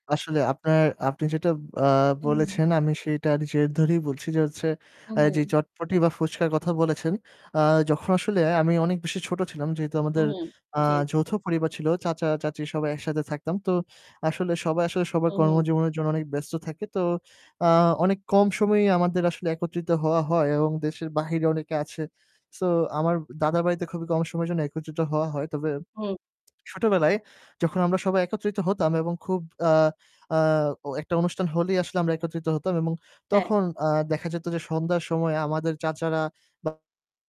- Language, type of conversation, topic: Bengali, unstructured, আপনার বাড়িতে সবচেয়ে জনপ্রিয় খাবার কোনটি?
- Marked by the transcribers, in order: static; other background noise; distorted speech